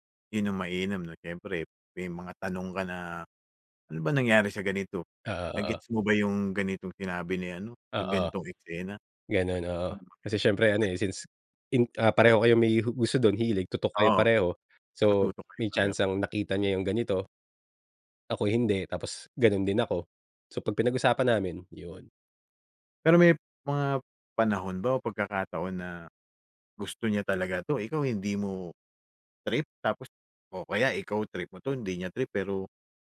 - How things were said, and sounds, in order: tapping; unintelligible speech; other background noise
- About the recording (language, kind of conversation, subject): Filipino, podcast, Paano ka pumipili ng mga palabas na papanoorin sa mga platapormang pang-estriming ngayon?